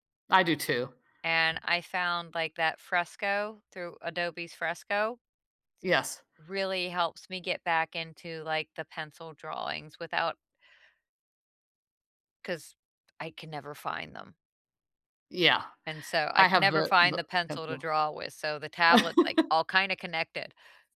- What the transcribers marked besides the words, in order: other background noise; tapping; laugh
- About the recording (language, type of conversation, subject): English, unstructured, How does music or art help you show who you are?
- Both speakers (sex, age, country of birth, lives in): female, 45-49, United States, United States; female, 65-69, United States, United States